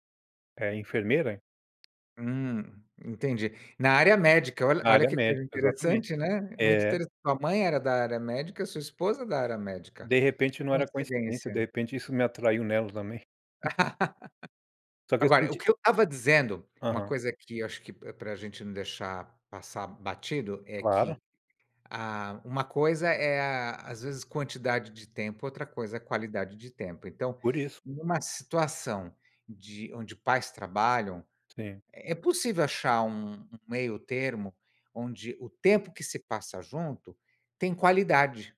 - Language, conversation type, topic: Portuguese, podcast, Como seus pais conciliavam o trabalho com o tempo que passavam com você?
- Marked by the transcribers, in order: tapping; laugh